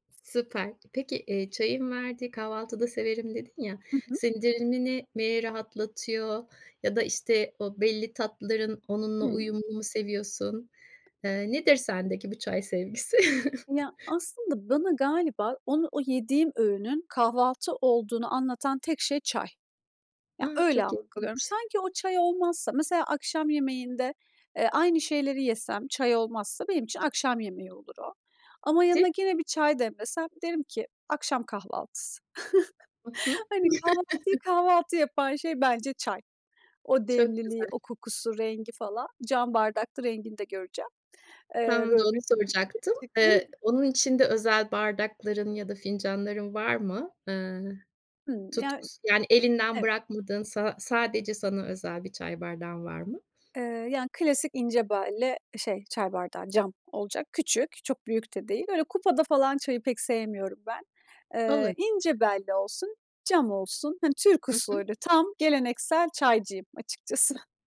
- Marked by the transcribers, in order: other background noise; tapping; laughing while speaking: "sevgisi?"; chuckle; chuckle; unintelligible speech; chuckle
- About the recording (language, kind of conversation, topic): Turkish, podcast, Sabah kahve ya da çay içme ritüelin nasıl olur ve senin için neden önemlidir?